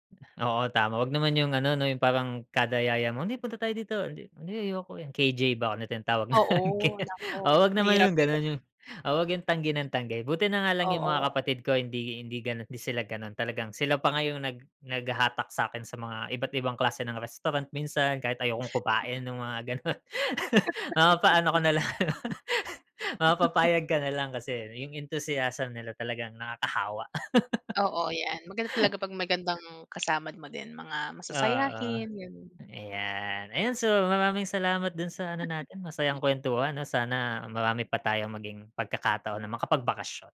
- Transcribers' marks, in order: laughing while speaking: "na yun K"; laughing while speaking: "gano'n"; laugh; in English: "enthusiasm"; laugh; other background noise; tapping
- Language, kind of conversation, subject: Filipino, unstructured, Ano ang pinakatumatak na bakasyon mo noon?
- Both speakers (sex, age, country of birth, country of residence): female, 30-34, Philippines, United States; male, 35-39, Philippines, Philippines